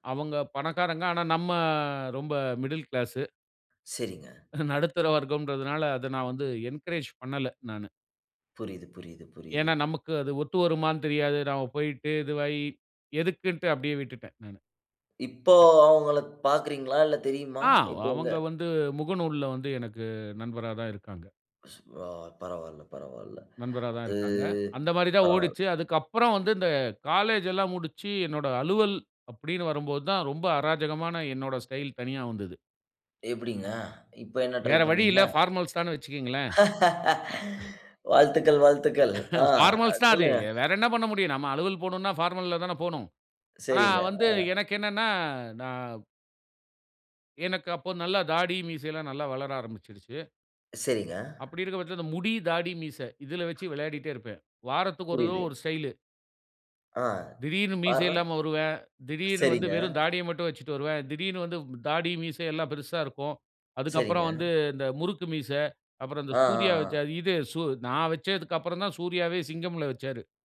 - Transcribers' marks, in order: in English: "மிடில் கிளாஸ்"; chuckle; other noise; drawn out: "அது"; in English: "ட்ரை"; in English: "ஃபார்மல்ஸ்"; laugh; chuckle; in English: "ஃபார்மல்ஸ்"; in English: "ஃபார்மல்ல"; other background noise
- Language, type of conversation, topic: Tamil, podcast, தனித்துவமான ஒரு அடையாள தோற்றம் உருவாக்கினாயா? அதை எப்படி உருவாக்கினாய்?